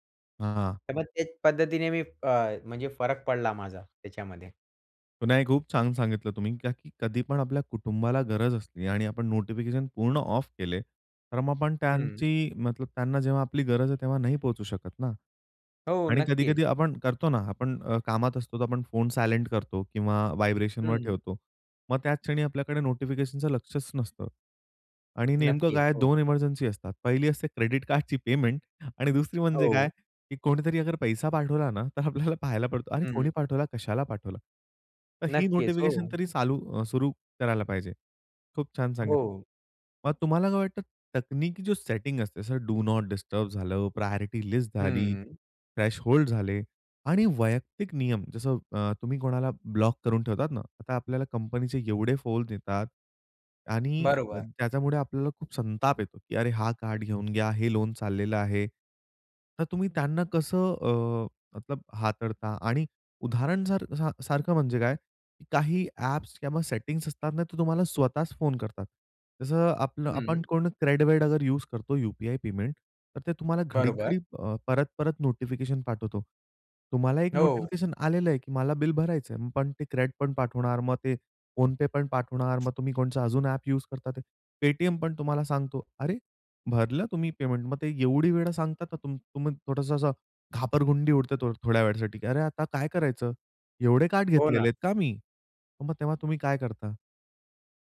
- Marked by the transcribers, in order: other background noise; in English: "ऑफ"; tapping; laughing while speaking: "आणि दुसरी म्हणजे काय"; laughing while speaking: "तर आपल्याला पाहायला पडतो"; in English: "डू नॉट डिस्टर्ब"; in English: "प्रायोरिटी"; in English: "थ्रेशहोल्ड"; "फोन" said as "फोल"
- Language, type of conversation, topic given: Marathi, podcast, सूचना